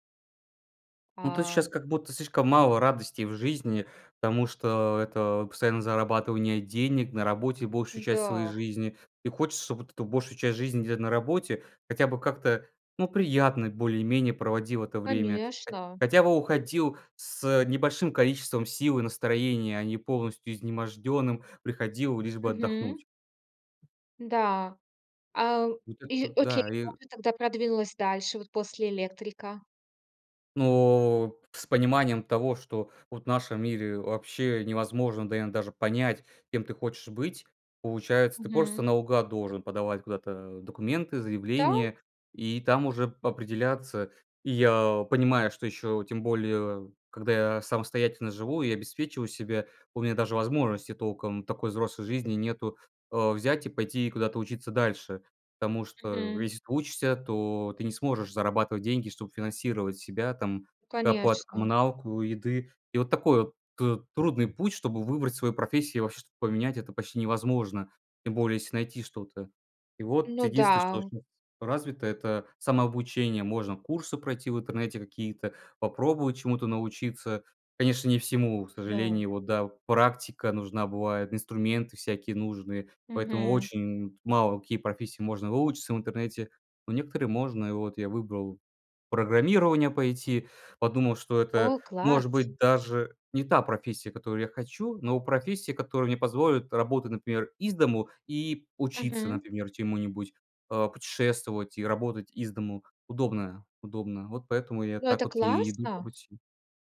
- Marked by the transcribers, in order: "изможденным" said as "изнеможденным"; tapping
- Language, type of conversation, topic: Russian, podcast, Как выбрать работу, если не знаешь, чем заняться?